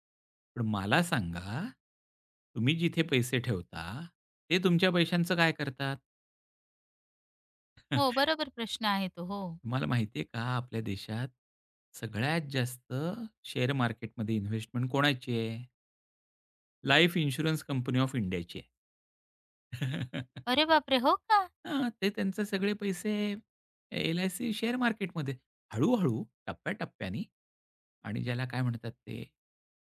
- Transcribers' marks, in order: chuckle; in English: "शेअर"; chuckle; surprised: "अरे बापरे! हो का?"; in English: "शेअर"; tapping
- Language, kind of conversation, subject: Marathi, podcast, इतरांचं ऐकूनही ठाम कसं राहता?